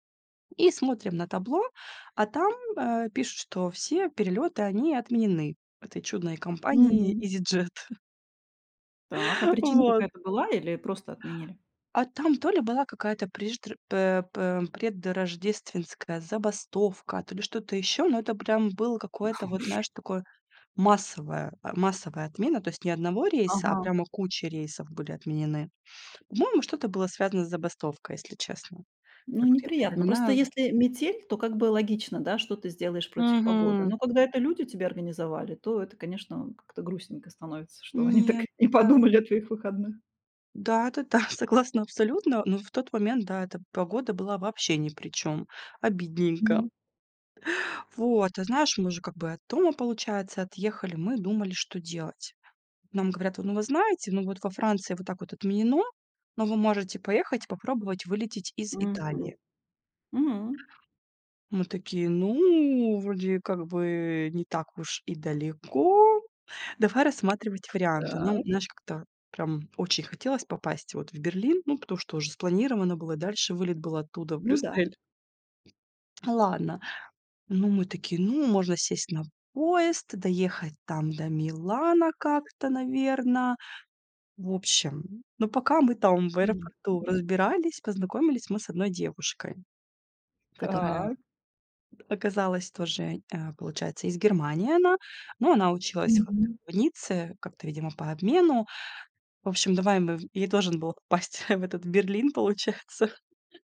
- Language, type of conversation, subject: Russian, podcast, Расскажешь о поездке, в которой всё пошло совсем не по плану?
- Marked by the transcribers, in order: laughing while speaking: "Изиджет"; laughing while speaking: "Да уж"; laughing while speaking: "не подумали о твоих выходных"; laughing while speaking: "да"; tapping; laughing while speaking: "получается"; chuckle